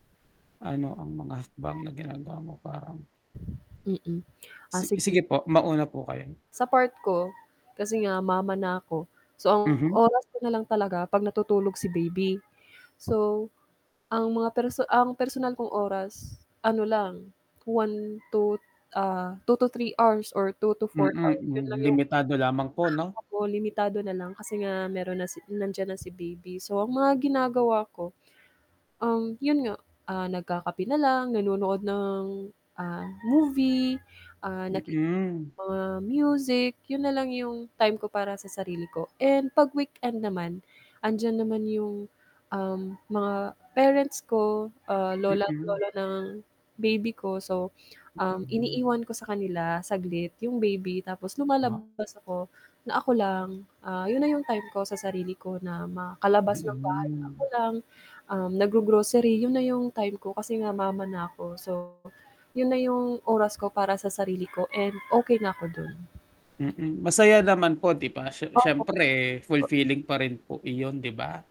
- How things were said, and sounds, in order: tongue click; other animal sound; distorted speech; static; wind; unintelligible speech; drawn out: "Mm"; tapping; other noise
- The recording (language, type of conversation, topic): Filipino, unstructured, Paano mo pinapahalagahan ang oras para sa sarili sa kabila ng mga responsibilidad sa relasyon?